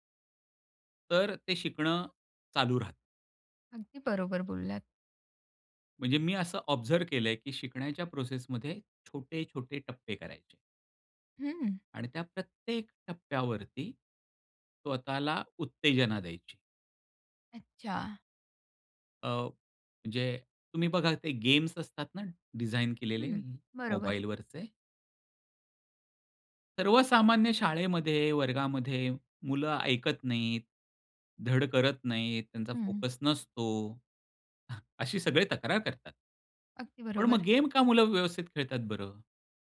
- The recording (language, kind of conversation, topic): Marathi, podcast, स्वतःच्या जोरावर एखादी नवीन गोष्ट शिकायला तुम्ही सुरुवात कशी करता?
- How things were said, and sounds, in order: other background noise; in English: "ऑब्झर्व"; other noise; chuckle